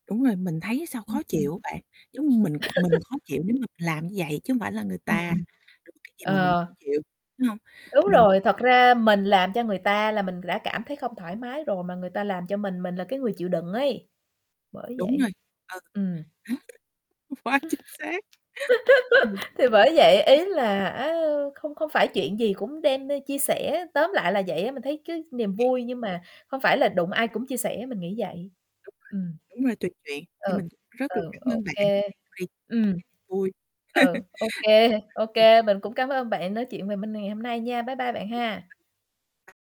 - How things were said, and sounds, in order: static; distorted speech; laugh; other background noise; tapping; unintelligible speech; laughing while speaking: "Quá chính xác!"; laugh; other noise; laughing while speaking: "kê"; unintelligible speech; unintelligible speech; laugh; unintelligible speech
- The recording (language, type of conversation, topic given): Vietnamese, unstructured, Bạn nghĩ sao về việc chia sẻ niềm vui với người khác?